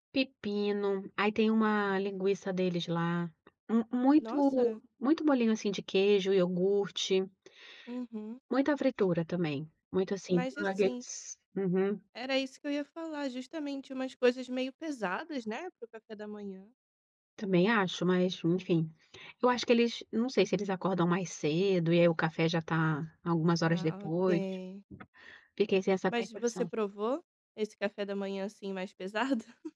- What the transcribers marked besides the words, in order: unintelligible speech; tapping; laugh
- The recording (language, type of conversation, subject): Portuguese, podcast, Qual foi a melhor comida que você experimentou viajando?